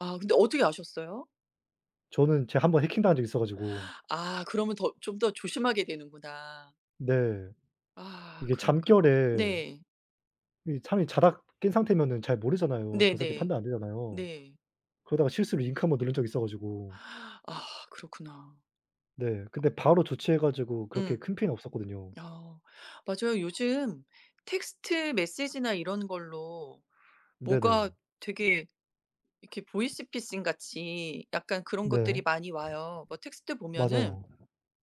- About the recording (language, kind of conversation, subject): Korean, unstructured, 기술 발전으로 개인정보가 위험해질까요?
- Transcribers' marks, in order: none